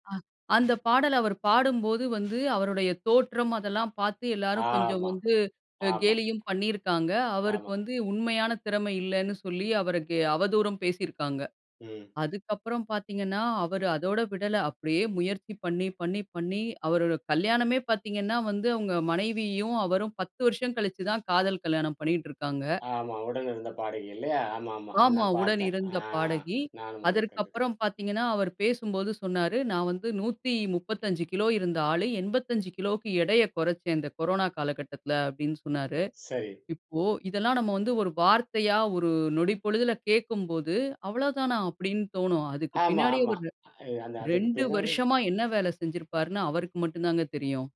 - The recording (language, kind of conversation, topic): Tamil, podcast, வெற்றி கடின உழைப்பினாலா, அதிர்ஷ்டத்தினாலா கிடைக்கிறது?
- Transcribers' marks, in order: other background noise; other noise